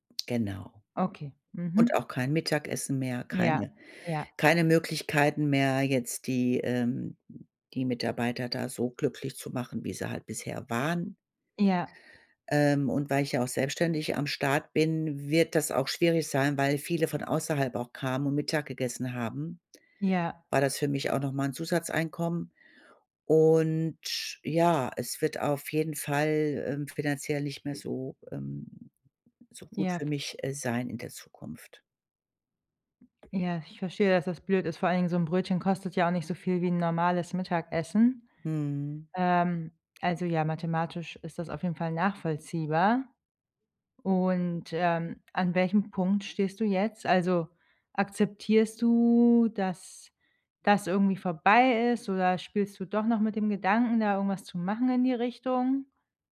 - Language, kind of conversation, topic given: German, advice, Wie kann ich loslassen und meine Zukunft neu planen?
- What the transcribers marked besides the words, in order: other noise; inhale; drawn out: "Und"; other background noise; drawn out: "Mhm"; lip smack; stressed: "nachvollziehbar"; drawn out: "du"